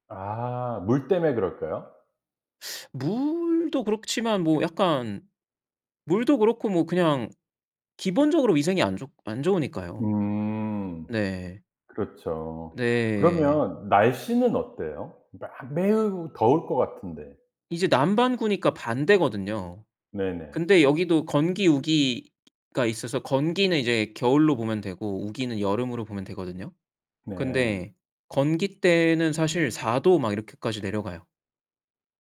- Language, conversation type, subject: Korean, podcast, 가장 기억에 남는 여행 경험을 이야기해 주실 수 있나요?
- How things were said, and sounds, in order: teeth sucking; other background noise